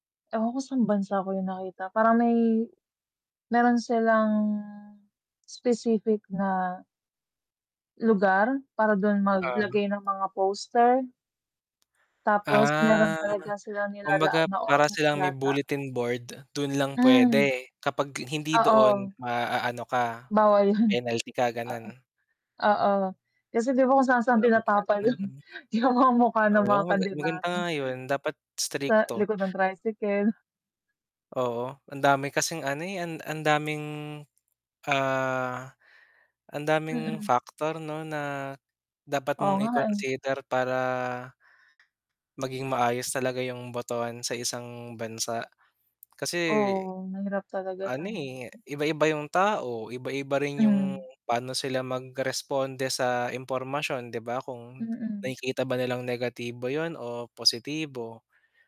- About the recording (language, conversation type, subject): Filipino, unstructured, Ano ang epekto ng boto mo sa kinabukasan ng bansa?
- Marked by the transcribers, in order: static; tapping; distorted speech; laughing while speaking: "yung mga mukha ng mga kandidato"